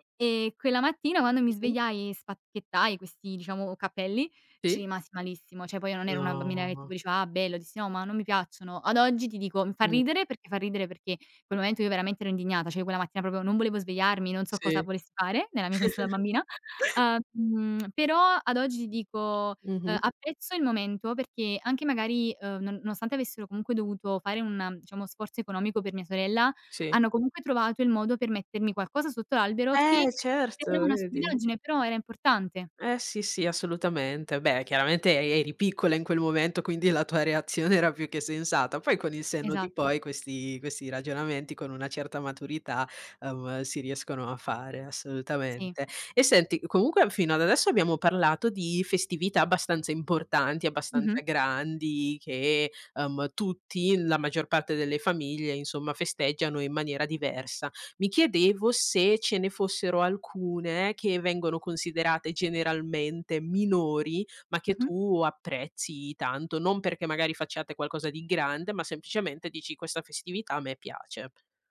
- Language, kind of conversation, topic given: Italian, podcast, Qual è una tradizione di famiglia a cui sei particolarmente affezionato?
- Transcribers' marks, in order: "cioè" said as "ceh"; drawn out: "No"; "cioè" said as "ceh"; "proprio" said as "propio"; chuckle; laughing while speaking: "testa"; tapping; "diciamo" said as "ciamo"; other background noise